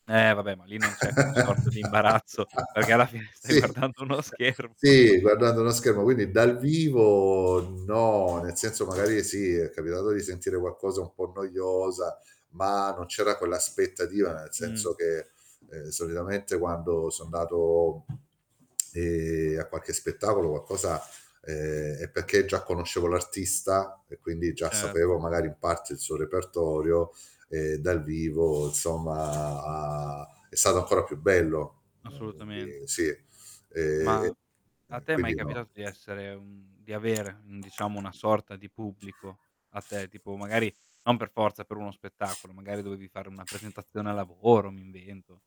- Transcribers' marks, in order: static; tapping; laugh; chuckle; laughing while speaking: "perché alla fine stai guardando uno schermo"; tongue click; other background noise; "quindi" said as "uindi"; drawn out: "Ehm"
- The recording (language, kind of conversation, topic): Italian, podcast, Che ruolo ha il pubblico nella tua esperienza di un concerto dal vivo?
- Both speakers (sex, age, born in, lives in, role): male, 25-29, Italy, Italy, host; male, 50-54, Germany, Italy, guest